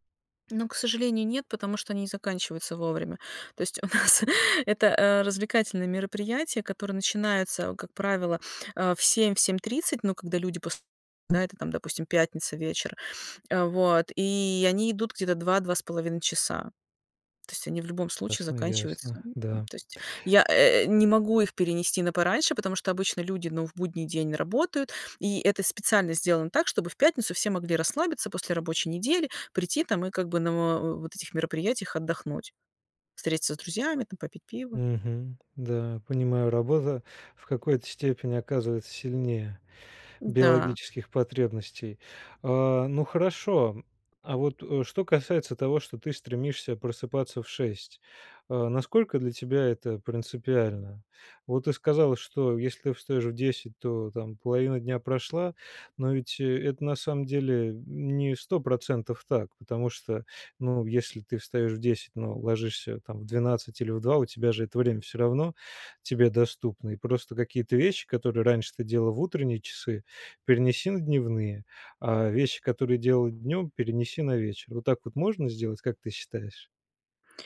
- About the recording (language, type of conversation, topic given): Russian, advice, Почему у меня проблемы со сном и почему не получается придерживаться режима?
- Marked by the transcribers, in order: laughing while speaking: "нас"; other background noise